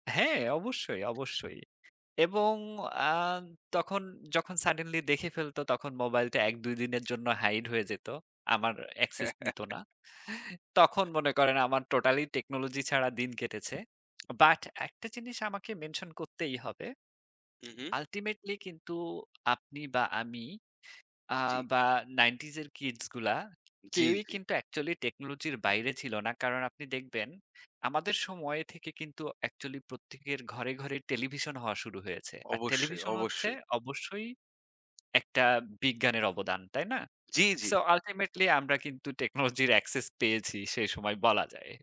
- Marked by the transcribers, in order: in English: "suddenly"; in English: "Access"; laugh; in English: "Totally Technology"; tapping; in English: "Ultimately"; in English: "Actually"; in English: "Ultimately"; laughing while speaking: "টেকনোলজির"; in English: "Access"
- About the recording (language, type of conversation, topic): Bengali, unstructured, আপনি কি কখনো প্রযুক্তি ছাড়া একটি দিন কাটিয়েছেন?